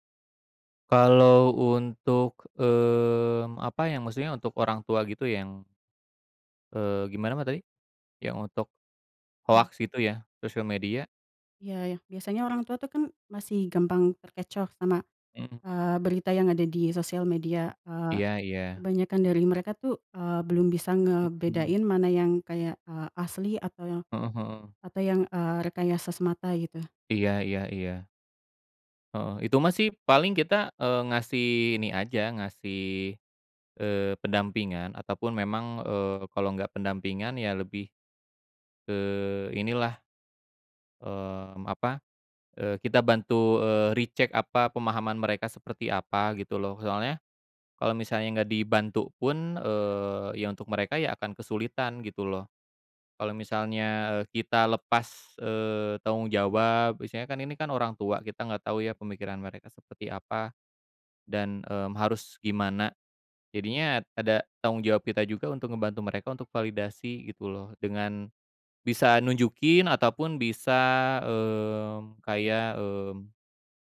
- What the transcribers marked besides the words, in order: tapping; in English: "re-check"
- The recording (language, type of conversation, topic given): Indonesian, unstructured, Bagaimana menurutmu media sosial memengaruhi berita saat ini?